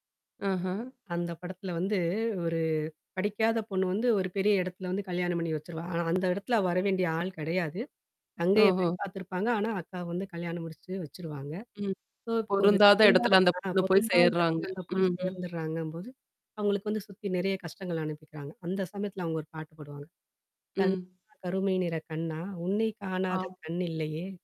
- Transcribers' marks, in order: static; mechanical hum; distorted speech; other background noise; in English: "சோ"; unintelligible speech; singing: "கண்ணா! கருமை நிற கண்ணா! உன்னை காணாத கண் இல்லையே?"; tapping
- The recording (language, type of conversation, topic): Tamil, podcast, உங்களுக்கு பாடலின் வரிகள்தான் முக்கியமா, அல்லது மெட்டுதான் முக்கியமா?